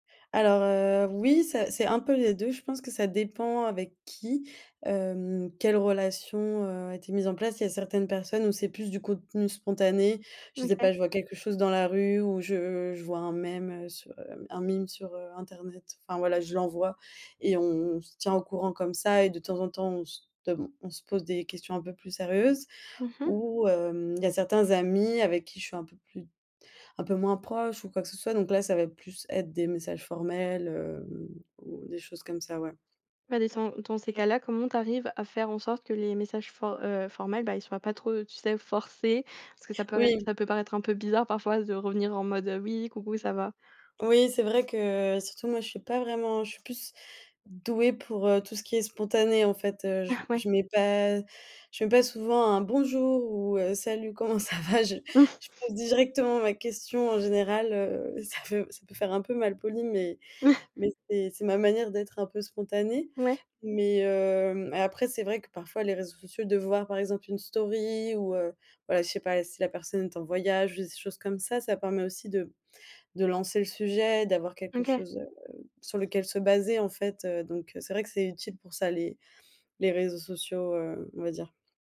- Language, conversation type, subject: French, podcast, Comment gardes-tu le contact avec des amis qui habitent loin ?
- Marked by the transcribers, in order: put-on voice: "meme"; other background noise; laughing while speaking: "tu sais, forcés ?"; "pourrait-" said as "peurait"; drawn out: "que"; stressed: "douée"; laughing while speaking: "salut, comment ça va ?"; chuckle; "feu" said as "peut"; chuckle; drawn out: "hem"; drawn out: "story"